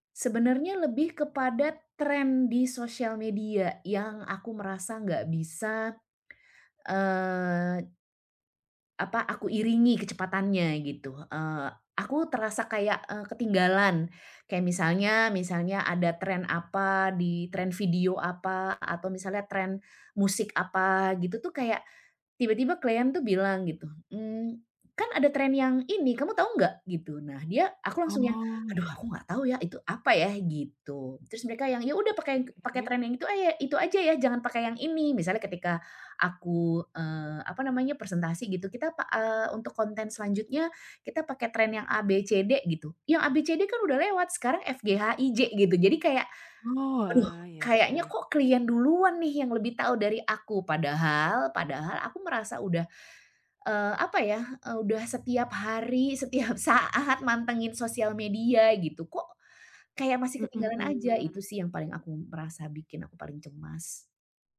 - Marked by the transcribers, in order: laughing while speaking: "setiap saat"
- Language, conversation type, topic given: Indonesian, advice, Bagaimana cara mengatasi kecemasan saat segala sesuatu berubah dengan cepat?